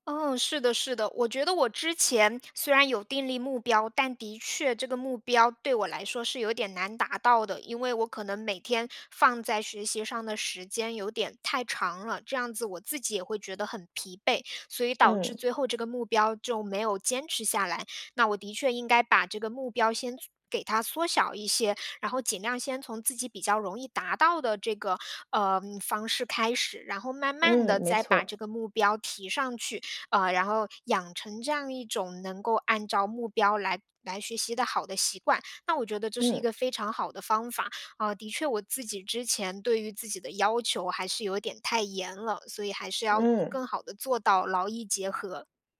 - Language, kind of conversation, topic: Chinese, advice, 如何面对对自己要求过高、被自我批评压得喘不过气的感觉？
- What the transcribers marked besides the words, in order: other background noise